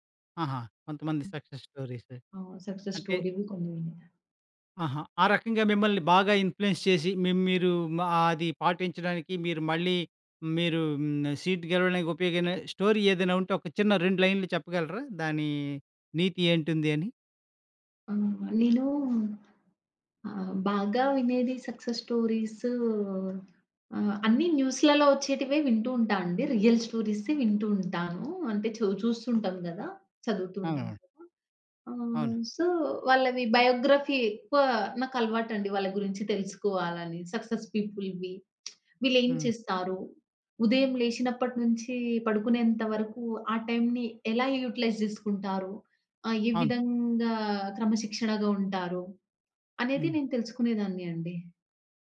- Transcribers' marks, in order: in English: "సక్సెస్ స్టోరీస్"; in English: "సక్సెస్"; in English: "ఇన్‌ఫ్లూయెన్స్"; in English: "సీట్"; in English: "స్టోరీ"; in English: "సక్సెస్ స్టోరీస్"; in English: "రియల్"; in English: "సో"; in English: "బయోగ్రఫీ"; in English: "సక్సెస్ పీపుల్‌వి"; lip smack; in English: "యుటిలైజ్"
- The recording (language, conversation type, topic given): Telugu, podcast, విఫలమైన తర్వాత మళ్లీ ప్రయత్నించేందుకు మీరు ఏమి చేస్తారు?